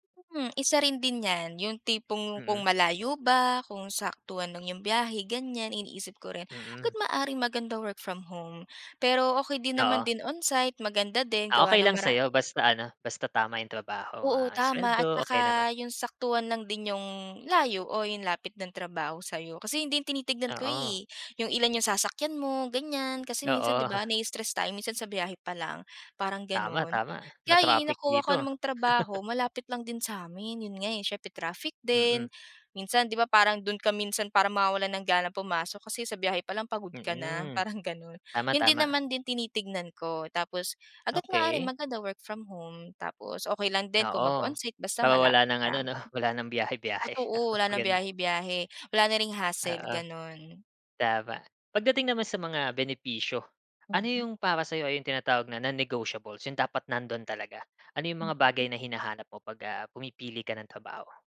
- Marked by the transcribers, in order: laughing while speaking: "Oo"; laugh; chuckle; other background noise; in English: "non-negotiables"
- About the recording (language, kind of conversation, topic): Filipino, podcast, Ano ang inuuna mo kapag pumipili ka ng trabaho?